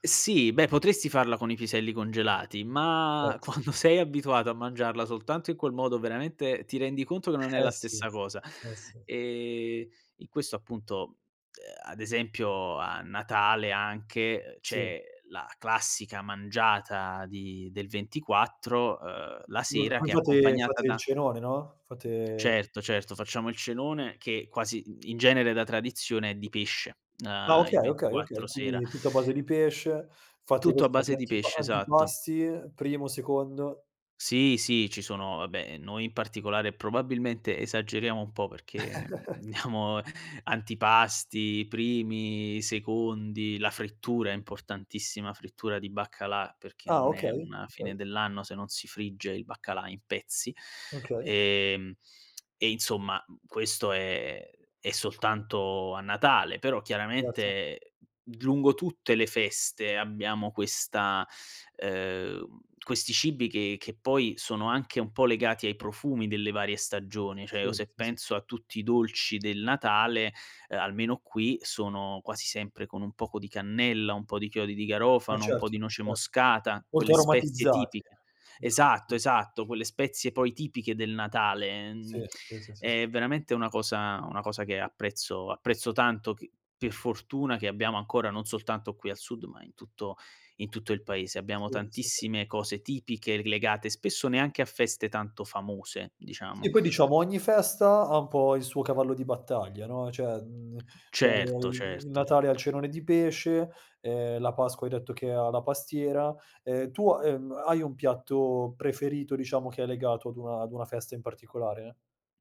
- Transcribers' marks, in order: laughing while speaking: "quando"; unintelligible speech; chuckle; laughing while speaking: "diamo"; lip smack; "Cioè" said as "ceh"; tapping; lip smack; "cioè" said as "ceh"; "cioè" said as "ceh"
- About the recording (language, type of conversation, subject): Italian, podcast, Qual è il ruolo delle feste nel legame col cibo?